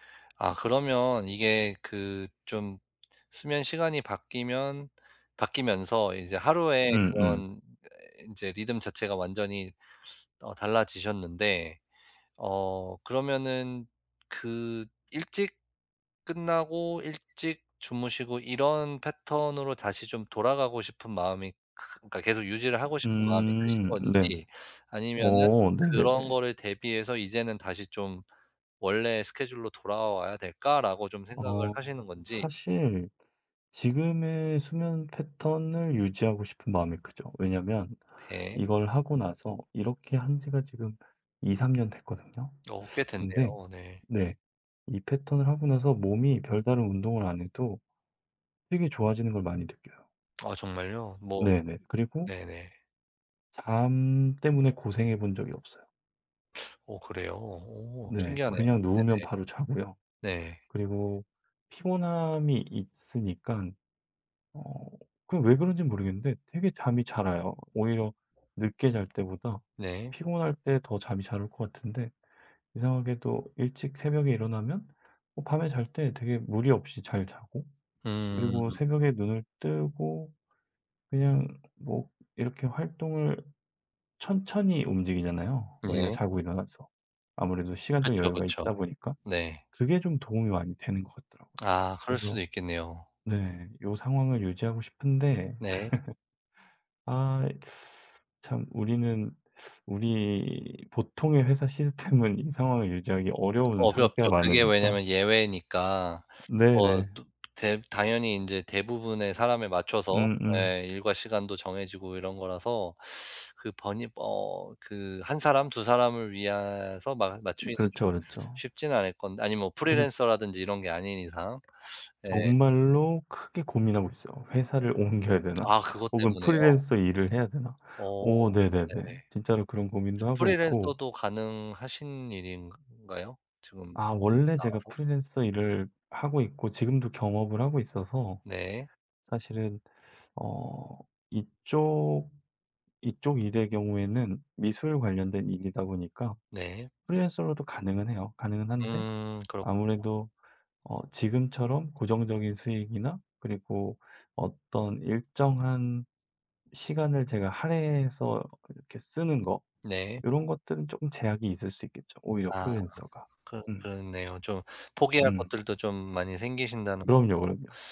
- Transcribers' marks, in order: other background noise; tapping; laugh; "위해서" said as "위하서"; laughing while speaking: "옮겨야 되나?"
- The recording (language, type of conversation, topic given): Korean, advice, 야간 근무로 수면 시간이 뒤바뀐 상태에 적응하기가 왜 이렇게 어려울까요?
- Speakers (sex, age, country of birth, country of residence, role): male, 35-39, United States, United States, advisor; male, 60-64, South Korea, South Korea, user